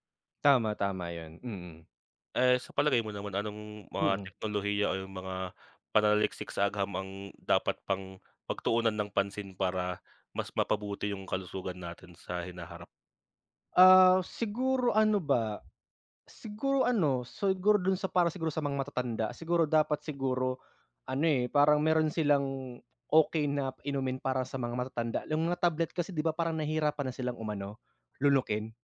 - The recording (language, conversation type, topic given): Filipino, unstructured, Sa anong mga paraan nakakatulong ang agham sa pagpapabuti ng ating kalusugan?
- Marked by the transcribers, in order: "siguro" said as "soguro"